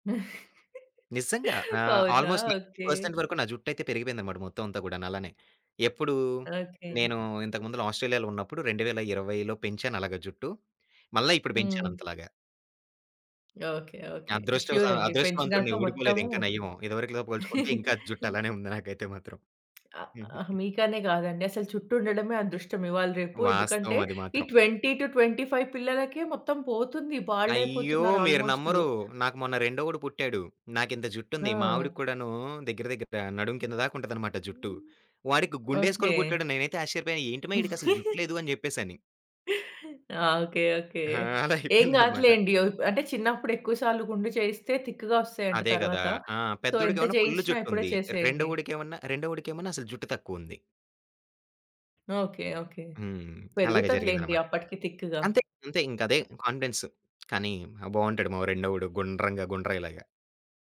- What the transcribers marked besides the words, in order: chuckle; in English: "ఆల్‌మొస్ట్ నైన్టీ పర్సెంట్"; tapping; chuckle; chuckle; in English: "ట్వెంటీ టూ ట్వెంటీ ఫైవ్"; in English: "బాల్డ్"; other background noise; chuckle; laughing while speaking: "అయిపేయిందనమాట"; in English: "తిక్‌గా"; in English: "సో"; in English: "తిక్‌గా"; in English: "కాన్ఫిడెన్స్"
- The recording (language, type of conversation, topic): Telugu, podcast, మీరు సినిమా హీరోల స్టైల్‌ను అనుసరిస్తున్నారా?